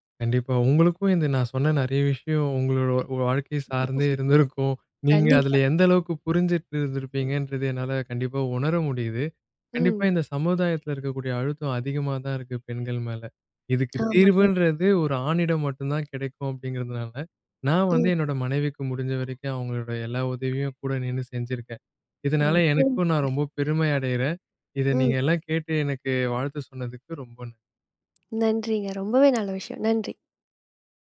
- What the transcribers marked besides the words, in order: laugh; unintelligible speech; other noise
- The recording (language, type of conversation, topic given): Tamil, podcast, இந்திய குடும்பமும் சமூகமும் தரும் அழுத்தங்களை நீங்கள் எப்படிச் சமாளிக்கிறீர்கள்?
- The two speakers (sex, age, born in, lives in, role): female, 20-24, India, India, host; male, 20-24, India, India, guest